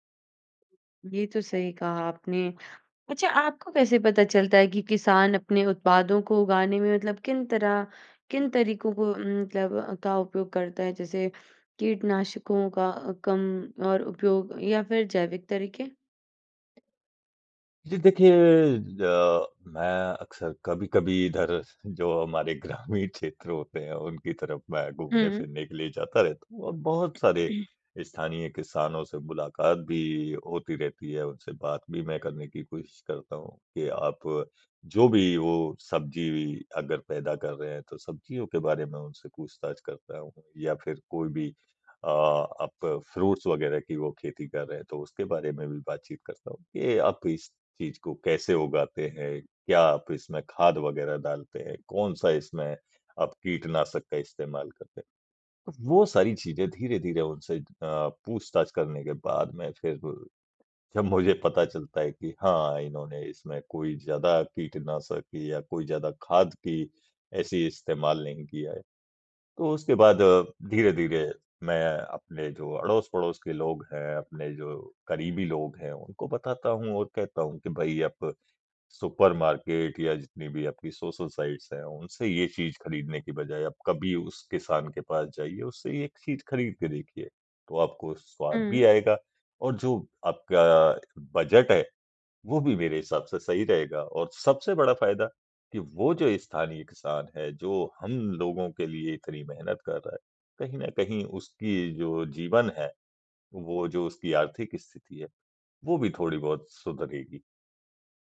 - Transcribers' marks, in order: laughing while speaking: "ग्रामीण क्षेत्र होते हैं"; throat clearing; in English: "फ्रूट्स"; in English: "सुपर मार्केट"; in English: "बजट"
- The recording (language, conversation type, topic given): Hindi, podcast, स्थानीय किसान से सीधे खरीदने के क्या फायदे आपको दिखे हैं?